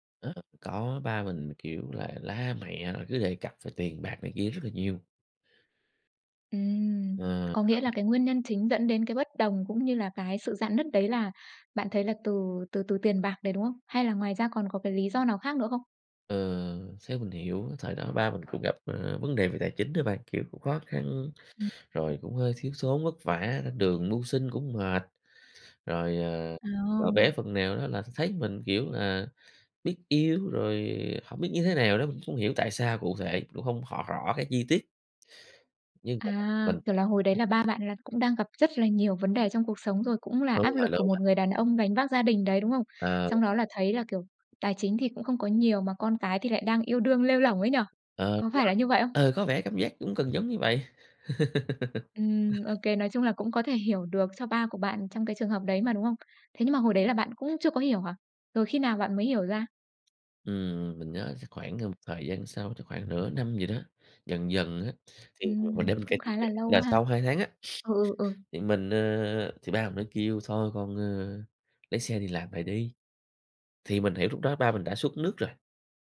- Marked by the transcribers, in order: tapping; other background noise; unintelligible speech; laugh; sniff
- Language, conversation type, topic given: Vietnamese, podcast, Bạn có kinh nghiệm nào về việc hàn gắn lại một mối quan hệ gia đình bị rạn nứt không?